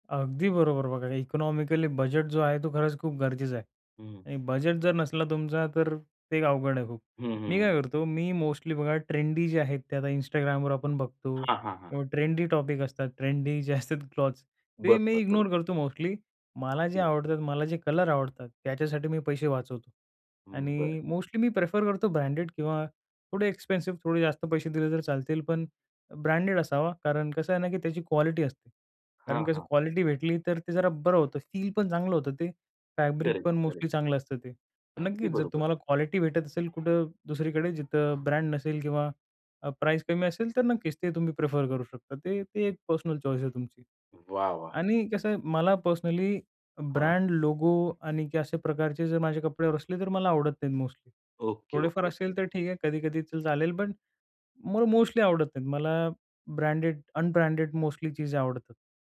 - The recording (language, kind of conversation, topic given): Marathi, podcast, आराम आणि शैली यांचा समतोल तुम्ही कसा साधता?
- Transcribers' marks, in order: in English: "एक्सपेन्सिव"; in English: "फॅब्रिक"; dog barking; other background noise; in English: "चॉईस"